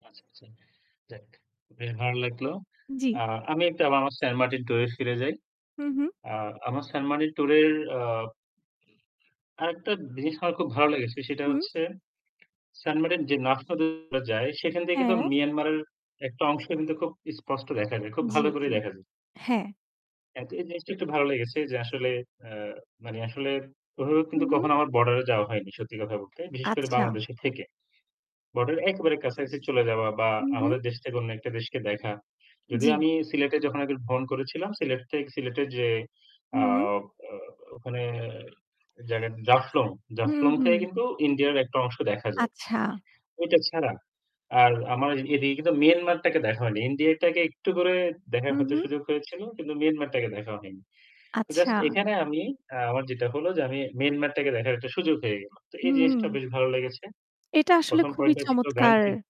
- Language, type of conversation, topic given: Bengali, unstructured, ভ্রমণের সময় কোন ছোট ঘটনাটি আপনাকে সবচেয়ে বেশি আনন্দ দিয়েছে?
- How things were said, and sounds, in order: static; tapping; other background noise; unintelligible speech; unintelligible speech